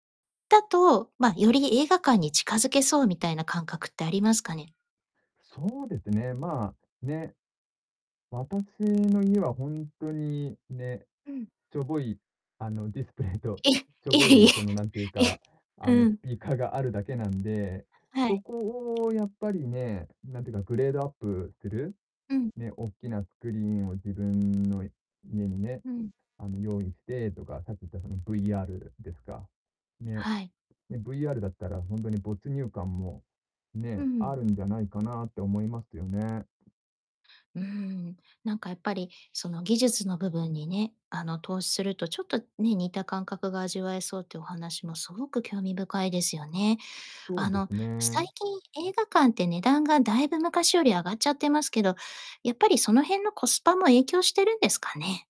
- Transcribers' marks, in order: distorted speech; laughing while speaking: "ディスプレイと"; laughing while speaking: "いえ -いえ、え"; laughing while speaking: "スピーカーが"
- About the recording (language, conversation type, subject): Japanese, podcast, 映画を映画館で観るのと家で観るのでは、どんな違いがありますか？